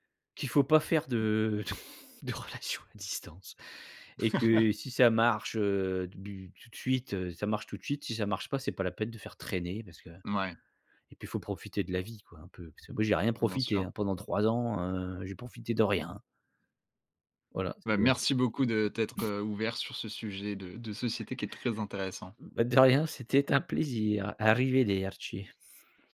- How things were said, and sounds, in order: chuckle; laughing while speaking: "de relation à distance"; laugh; other background noise; tapping; put-on voice: "Arrivederci"
- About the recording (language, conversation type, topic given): French, podcast, Qu’est-ce qui t’a poussé(e) à t’installer à l’étranger ?